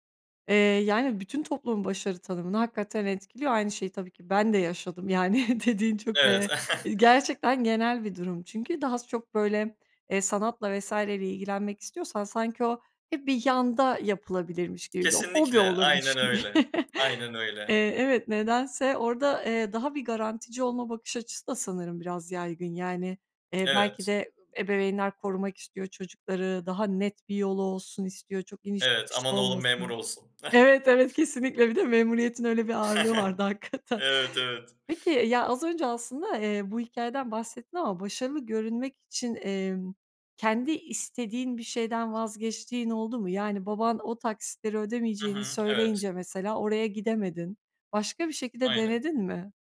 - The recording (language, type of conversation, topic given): Turkish, podcast, Toplumun başarı tanımı seni etkiliyor mu?
- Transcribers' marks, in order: laughing while speaking: "dediğin çok"; chuckle; other background noise; chuckle; chuckle; tapping; chuckle; laughing while speaking: "hakikaten"